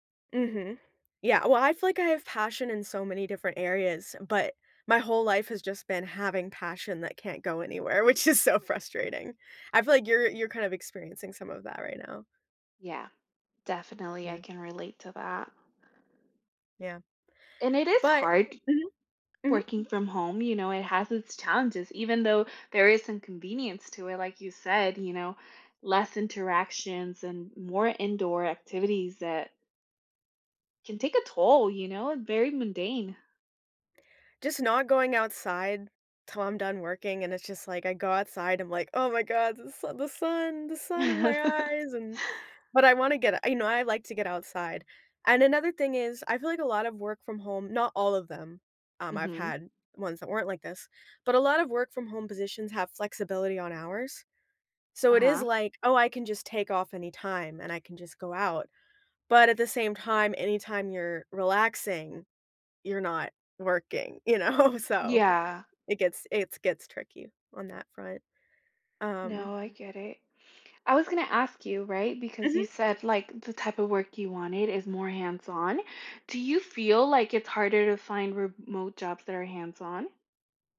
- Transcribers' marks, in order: laughing while speaking: "which is so frustrating"; laugh; other background noise; laughing while speaking: "know?"
- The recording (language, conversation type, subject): English, unstructured, Do you prefer working from home or working in an office?
- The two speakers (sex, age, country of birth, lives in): female, 30-34, Mexico, United States; female, 30-34, United States, United States